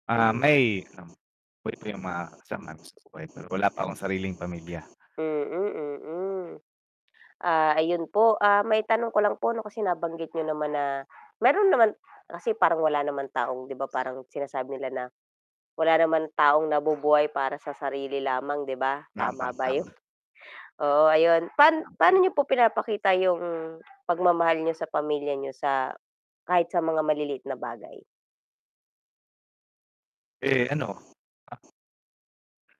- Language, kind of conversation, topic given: Filipino, unstructured, Paano mo ipinapakita ang pagmamahal mo sa pamilya kahit sa maliliit na bagay?
- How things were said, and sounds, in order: distorted speech; static; dog barking; bird; mechanical hum; unintelligible speech